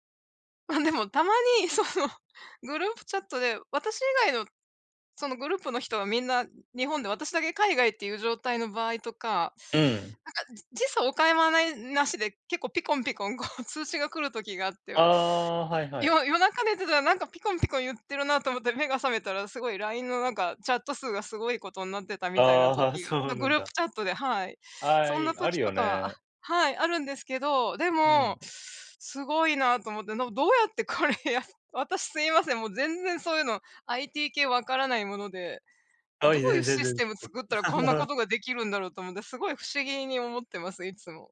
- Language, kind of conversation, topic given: Japanese, unstructured, 技術の進歩によって幸せを感じたのはどんなときですか？
- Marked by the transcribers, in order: laughing while speaking: "その"; laughing while speaking: "これやる"; laugh; tapping